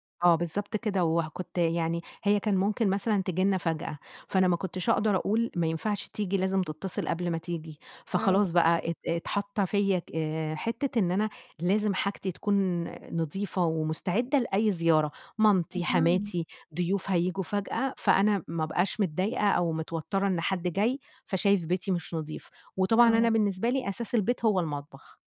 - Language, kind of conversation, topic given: Arabic, podcast, ازاي تحافظي على ترتيب المطبخ بعد ما تخلصي طبخ؟
- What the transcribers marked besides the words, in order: none